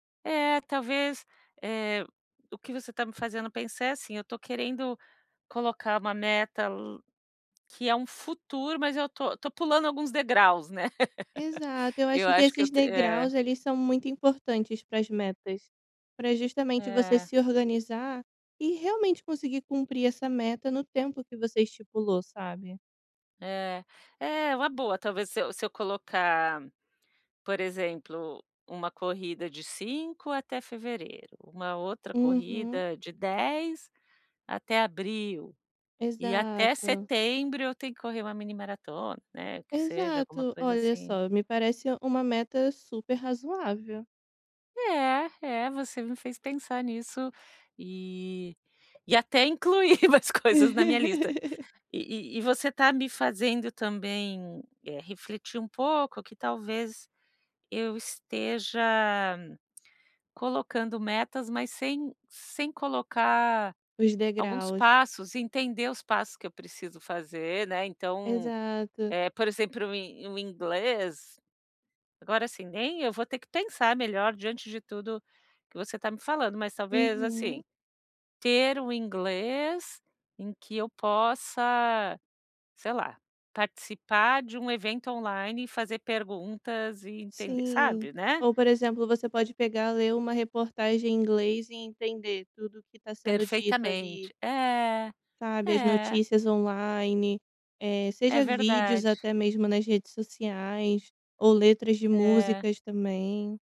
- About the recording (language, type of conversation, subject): Portuguese, advice, Como posso definir metas, prazos e revisões regulares para manter a disciplina?
- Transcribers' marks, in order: tapping; chuckle; laughing while speaking: "incluir mais coisas na minha lista"; laugh